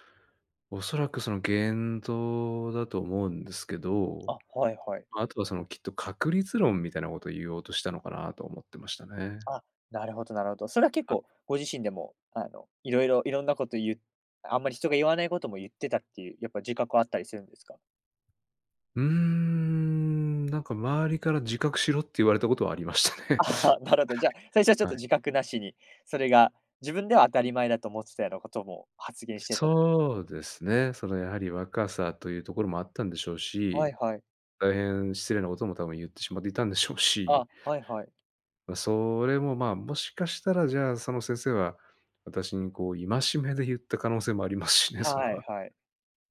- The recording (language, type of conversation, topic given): Japanese, podcast, 誰かの一言で人生が変わった経験はありますか？
- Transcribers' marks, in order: laughing while speaking: "ありましたね。はい"; laughing while speaking: "ああ、なるほど"